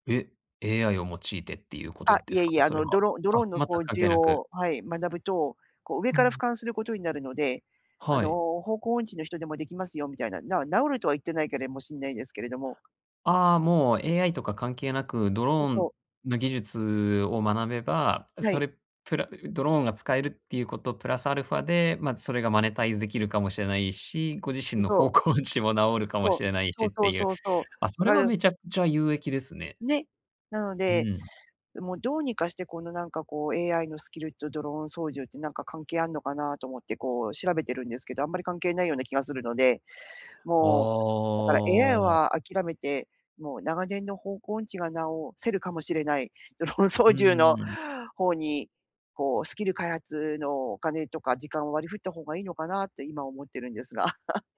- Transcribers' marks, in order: in English: "マネタイズ"; laughing while speaking: "方向音痴も"; drawn out: "ああ"; laughing while speaking: "ドローン操縦の"; chuckle
- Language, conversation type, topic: Japanese, advice, どのスキルを優先して身につけるべきでしょうか？